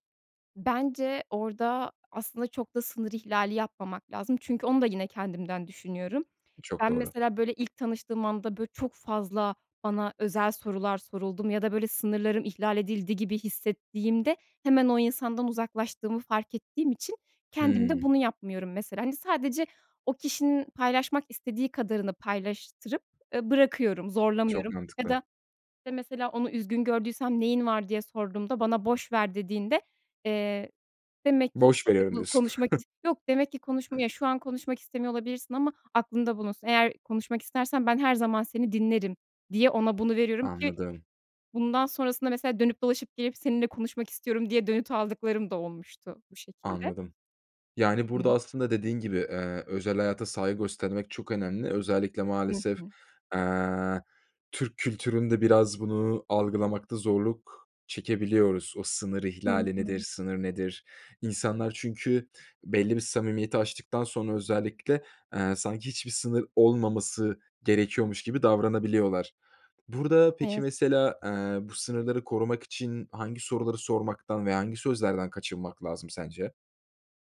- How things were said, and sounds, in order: chuckle; other background noise
- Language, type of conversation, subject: Turkish, podcast, İnsanlarla bağ kurmak için hangi adımları önerirsin?